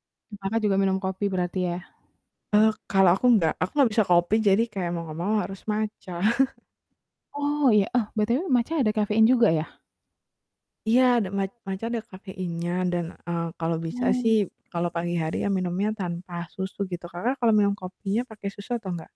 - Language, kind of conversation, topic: Indonesian, unstructured, Kebiasaan pagi apa yang paling membantumu memulai hari?
- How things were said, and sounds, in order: tapping; chuckle; other background noise